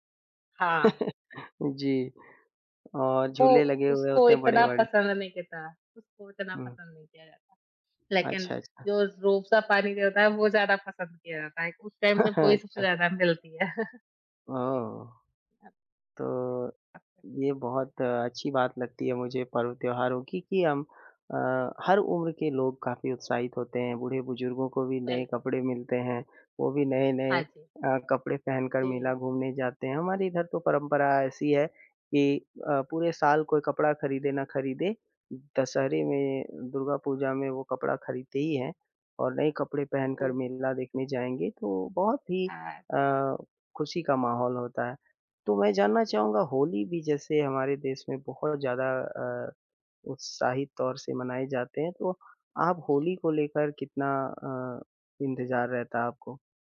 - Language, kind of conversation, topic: Hindi, unstructured, त्योहार मनाने में आपको सबसे ज़्यादा क्या पसंद है?
- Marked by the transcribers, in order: chuckle; chuckle; in English: "टाइम"; chuckle; tapping